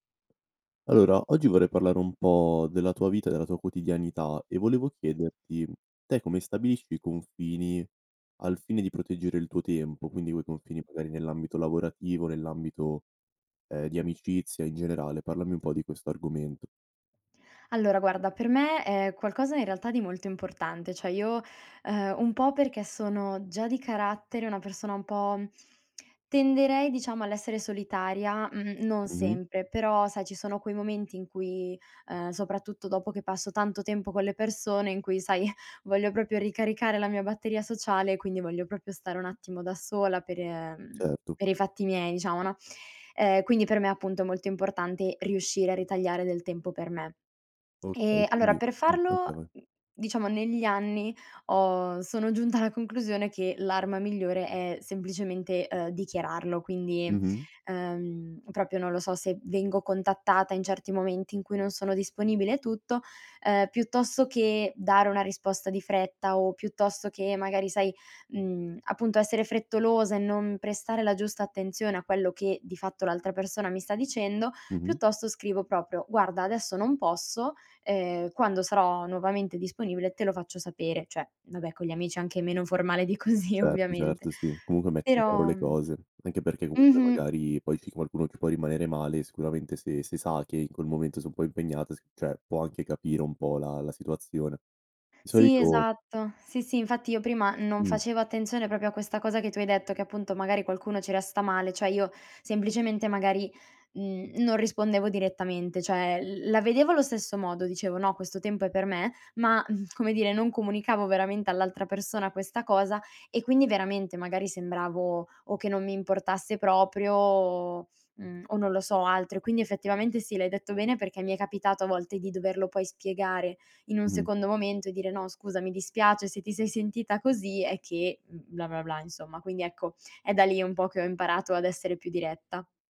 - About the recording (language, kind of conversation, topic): Italian, podcast, Come stabilisci i confini per proteggere il tuo tempo?
- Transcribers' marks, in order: "Allora" said as "Alora"; "cioè" said as "ceh"; tongue click; laughing while speaking: "sai"; "proprio" said as "propio"; "proprio" said as "propio"; laughing while speaking: "giunta"; "proprio" said as "propio"; "proprio" said as "propio"; laughing while speaking: "così"; tapping; "proprio" said as "propio"; "Cioè" said as "ceh"; "cioè" said as "ceh"; chuckle